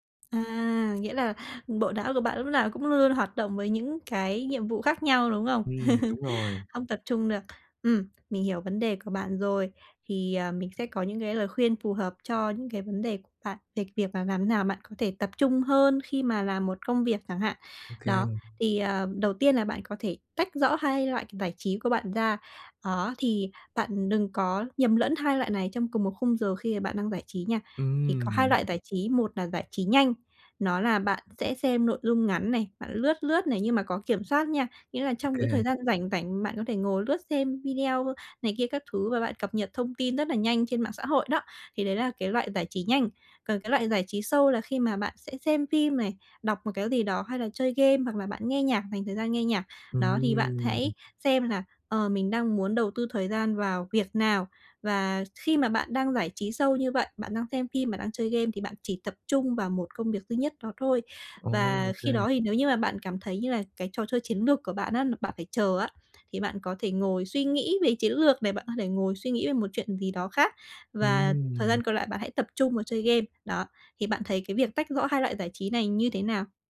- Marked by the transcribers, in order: other background noise; tapping; laugh
- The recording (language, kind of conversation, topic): Vietnamese, advice, Làm thế nào để tránh bị xao nhãng khi đang thư giãn, giải trí?